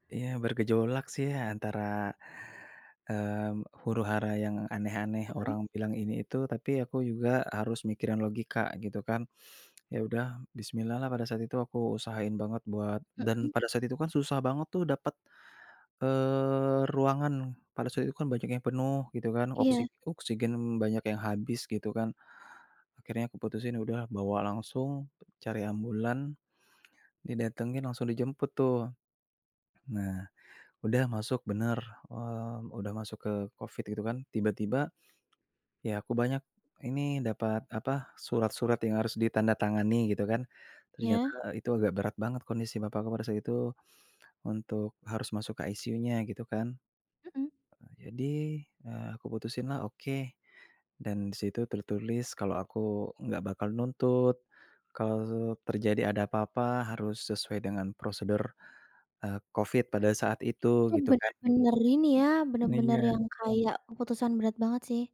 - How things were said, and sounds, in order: sniff; tapping; in English: "ICU-nya"; other background noise
- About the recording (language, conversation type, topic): Indonesian, podcast, Gimana cara kamu menimbang antara hati dan logika?